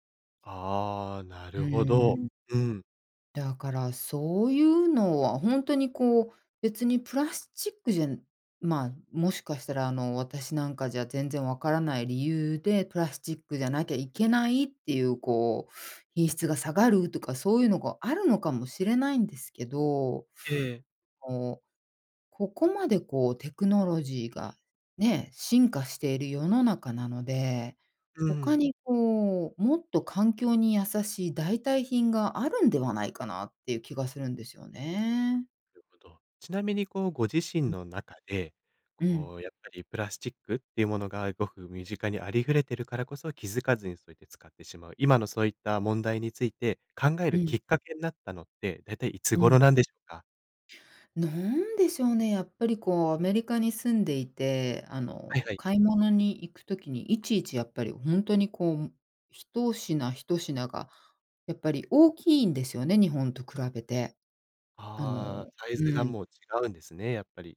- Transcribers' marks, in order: other background noise
- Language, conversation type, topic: Japanese, podcast, プラスチックごみの問題について、あなたはどう考えますか？